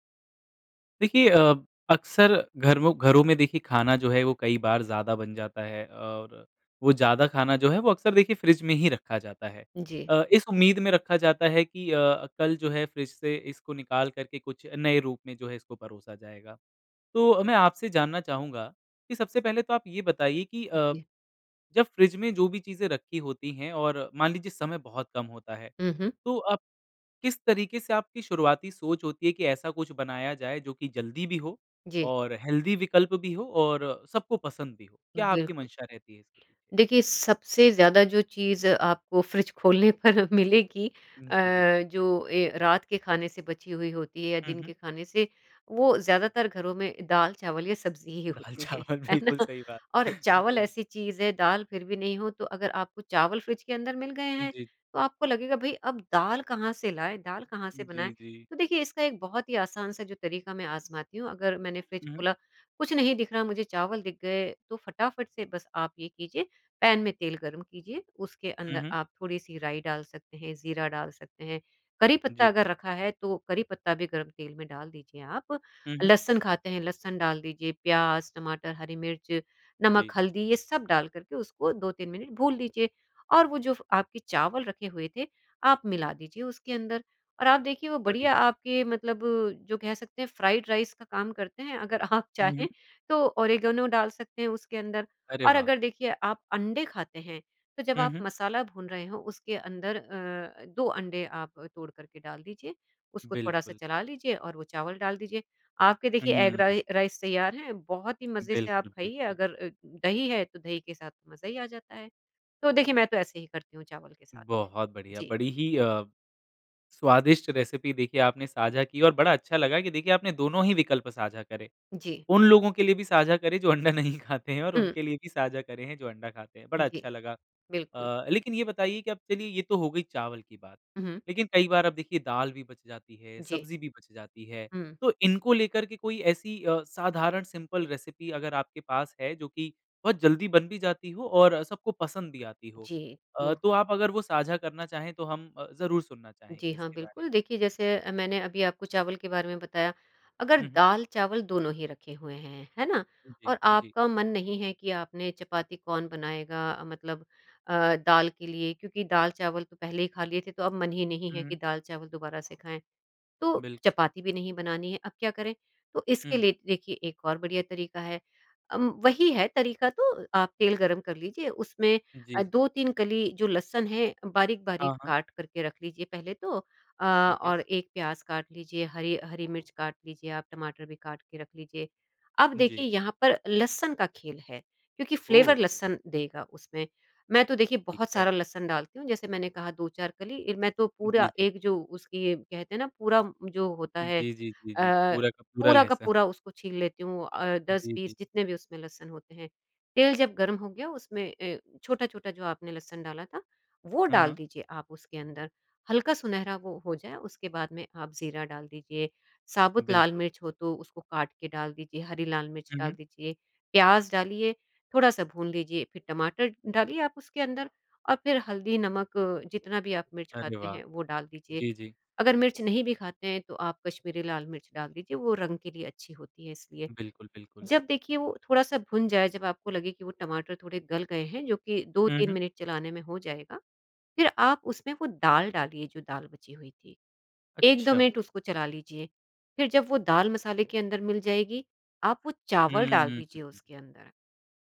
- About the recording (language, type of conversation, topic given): Hindi, podcast, अचानक फ्रिज में जो भी मिले, उससे आप क्या बना लेते हैं?
- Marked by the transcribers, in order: in English: "हेल्थी"; tapping; laughing while speaking: "पर मिलेगी"; laughing while speaking: "है ना?"; laughing while speaking: "दाल चावल, बिल्कुल सही बात। जी"; laughing while speaking: "आप चाहें"; in English: "एग राइ राइस"; in English: "रेसिपी"; laughing while speaking: "अंडा नहीं खाते हैं"; in English: "सिंपल रेसिपी"; in English: "फ्लेवर"